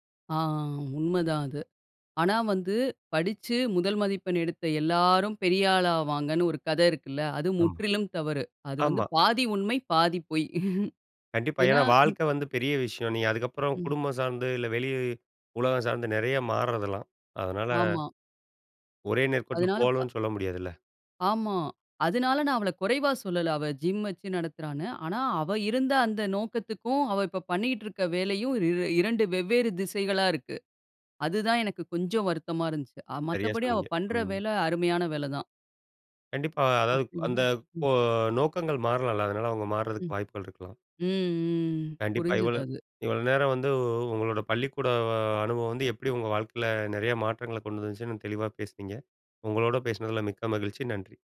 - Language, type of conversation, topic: Tamil, podcast, பள்ளிக்கால அனுபவம் உங்களை எப்படி மாற்றியது?
- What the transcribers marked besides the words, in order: chuckle; other background noise